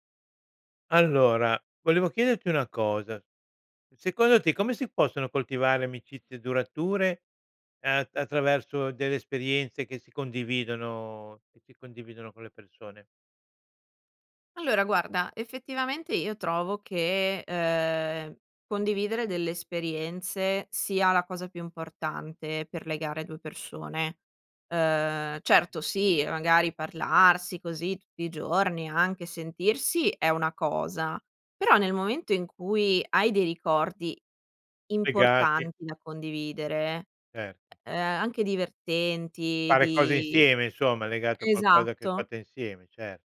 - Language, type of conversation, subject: Italian, podcast, Come si coltivano amicizie durature attraverso esperienze condivise?
- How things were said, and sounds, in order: other background noise; tapping